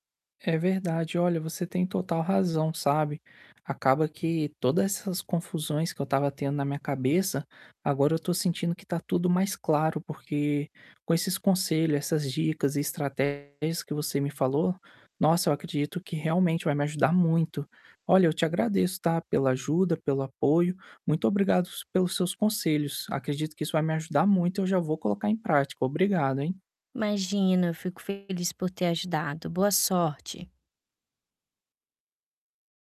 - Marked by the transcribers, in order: static; distorted speech; tapping
- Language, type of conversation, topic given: Portuguese, advice, Como posso delegar tarefas sem perder o controle do resultado final?